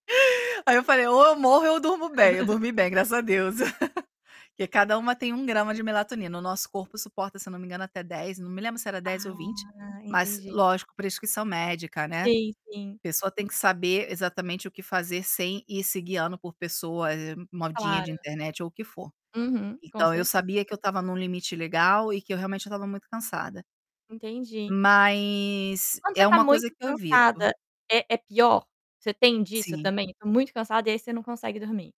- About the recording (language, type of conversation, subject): Portuguese, podcast, O que te ajuda a ter uma noite de sono melhor?
- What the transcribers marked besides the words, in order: laugh; chuckle; other background noise; distorted speech